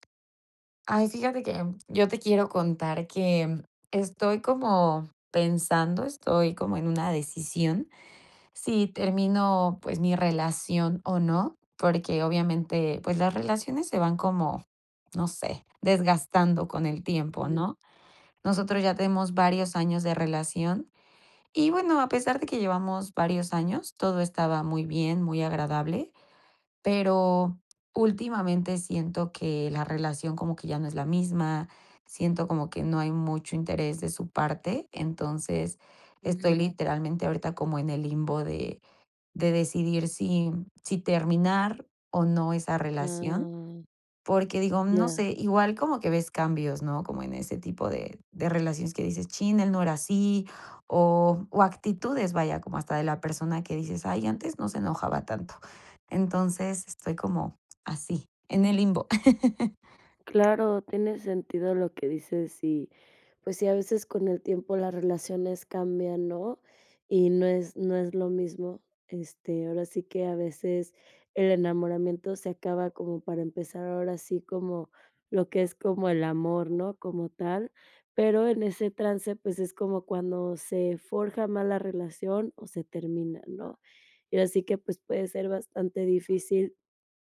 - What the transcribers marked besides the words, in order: tapping; other background noise; laugh
- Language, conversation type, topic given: Spanish, advice, ¿Cómo puedo decidir si debo terminar una relación de larga duración?